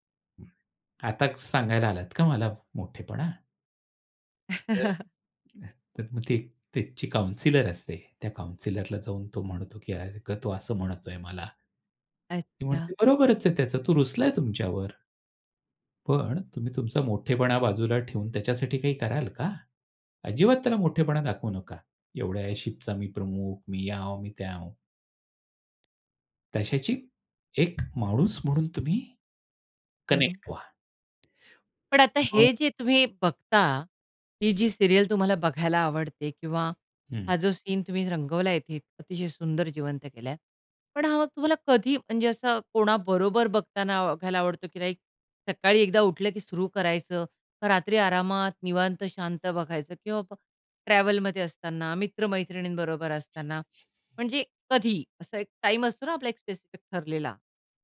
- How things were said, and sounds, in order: tapping; chuckle; other background noise; in English: "कनेक्ट"; in English: "सीरियल"
- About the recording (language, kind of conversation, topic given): Marathi, podcast, कोणत्या प्रकारचे चित्रपट किंवा मालिका पाहिल्यावर तुम्हाला असा अनुभव येतो की तुम्ही अक्खं जग विसरून जाता?